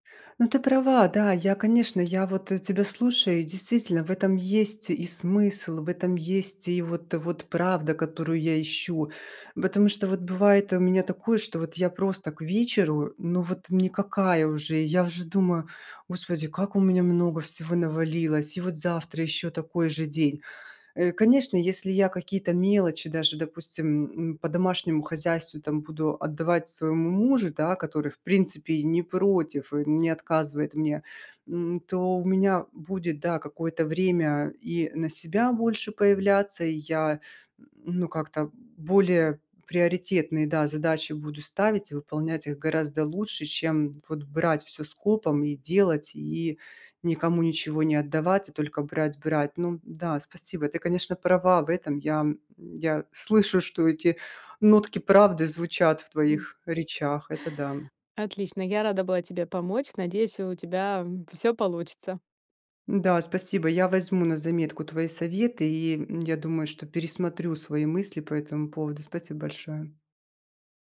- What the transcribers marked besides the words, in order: tapping
- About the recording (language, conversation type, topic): Russian, advice, Как научиться говорить «нет» и перестать постоянно брать на себя лишние обязанности?